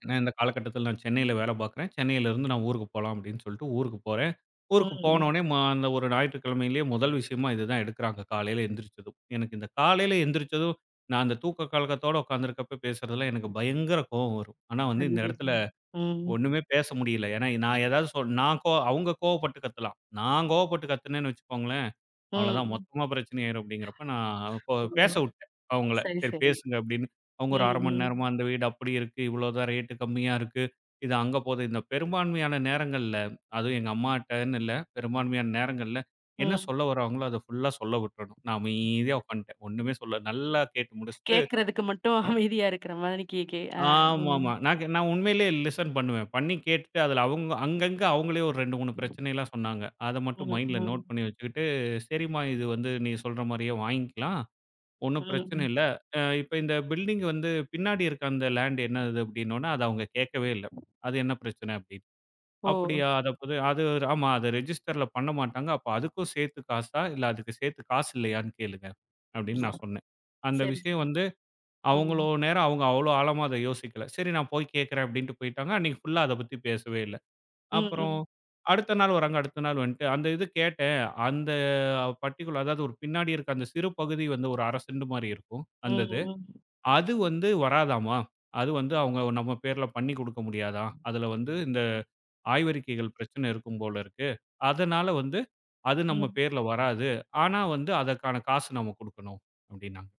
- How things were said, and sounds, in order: tapping; other noise; in English: "லிசன்"; in English: "மைண்டுல நோட்"; in English: "ரெஜிஸ்டர்ல"; other background noise; "அவ்வளோ" said as "அவங்களோ"; in English: "பட்டிக்குலர்"
- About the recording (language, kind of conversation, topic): Tamil, podcast, நீங்கள் “இல்லை” என்று சொல்ல வேண்டிய போது அதை எப்படி சொல்கிறீர்கள்?